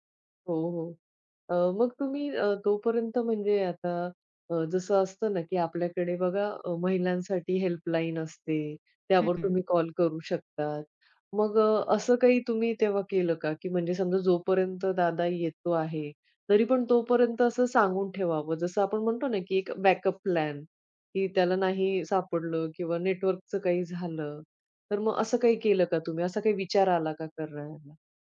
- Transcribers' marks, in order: other background noise; in English: "बॅकअप प्लॅन"
- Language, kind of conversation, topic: Marathi, podcast, रात्री वाट चुकल्यावर सुरक्षित राहण्यासाठी तू काय केलंस?